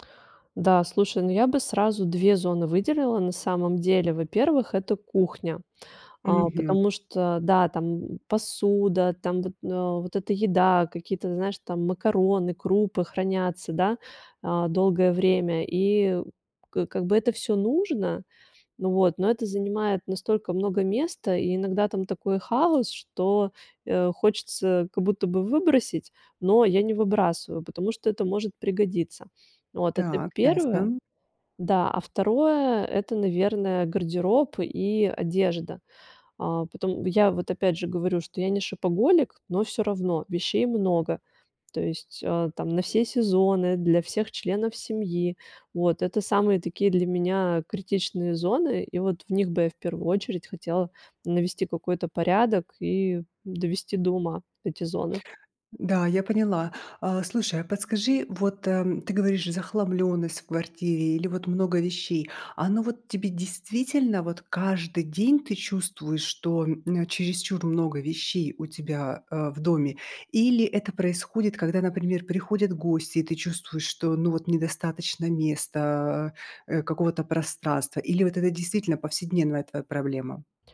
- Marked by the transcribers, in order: tapping
- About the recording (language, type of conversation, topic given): Russian, advice, Как справиться с накоплением вещей в маленькой квартире?